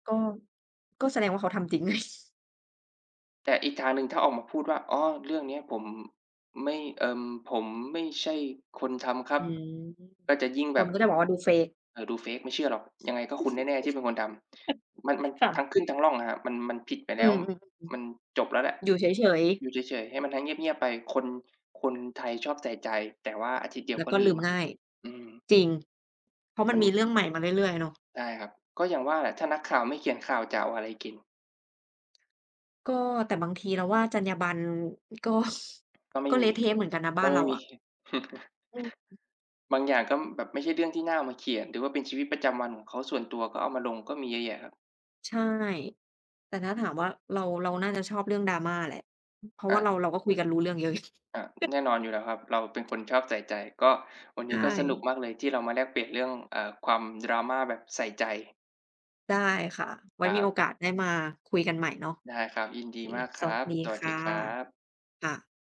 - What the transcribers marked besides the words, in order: chuckle; in English: "fake"; in English: "fake"; chuckle; chuckle; other background noise; chuckle; chuckle
- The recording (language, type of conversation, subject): Thai, unstructured, ทำไมคนถึงชอบติดตามดราม่าของดาราในโลกออนไลน์?